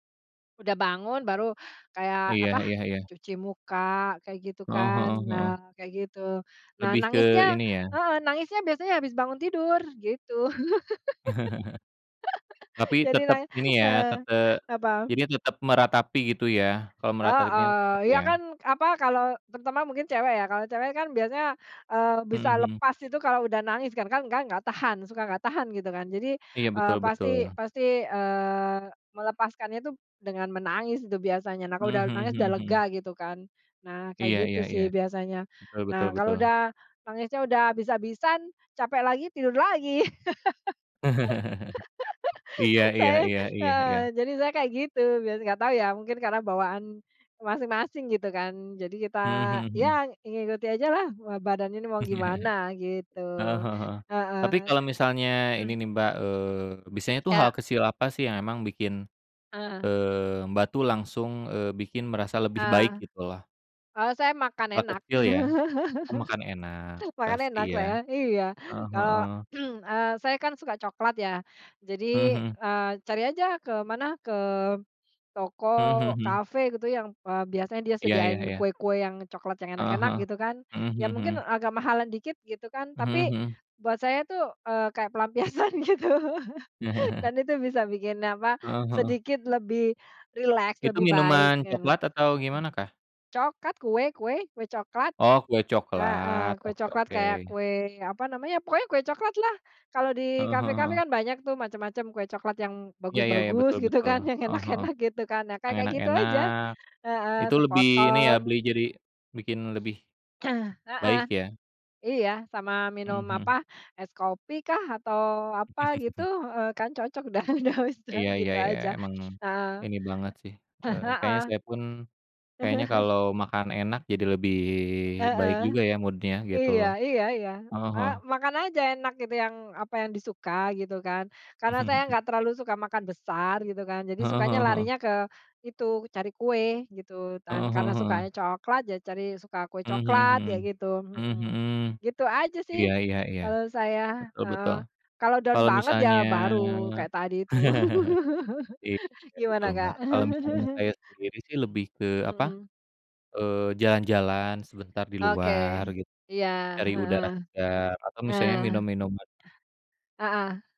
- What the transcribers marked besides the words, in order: laugh; laugh; other background noise; laugh; laugh; laughing while speaking: "Saya"; chuckle; laugh; throat clearing; laughing while speaking: "pelampiasan, gitu"; chuckle; laughing while speaking: "gitu kan, yang enak-enak"; throat clearing; laugh; laughing while speaking: "udah udah"; unintelligible speech; throat clearing; laugh; in English: "Mood-nya"; chuckle; drawn out: "misalnya"; laugh; in English: "down"; laugh
- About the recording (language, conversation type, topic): Indonesian, unstructured, Apa yang biasanya kamu lakukan untuk menjaga semangat saat sedang merasa down?